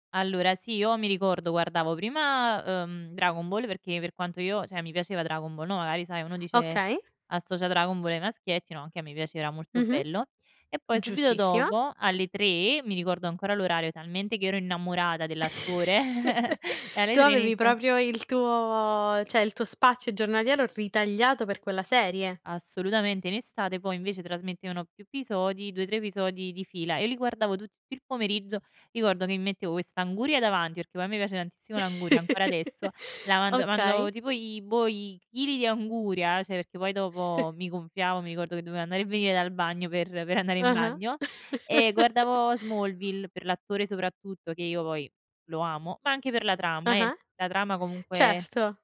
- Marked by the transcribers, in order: "cioè" said as "ceh"; "magari" said as "maari"; "innamorata" said as "innammorata"; chuckle; "proprio" said as "propio"; giggle; "cioè" said as "ceh"; "episodi" said as "pisodi"; chuckle; "cioè" said as "ceh"; chuckle; chuckle; "poi" said as "vòi"
- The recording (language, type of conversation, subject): Italian, podcast, Qual è la serie TV che ti ha appassionato di più e perché?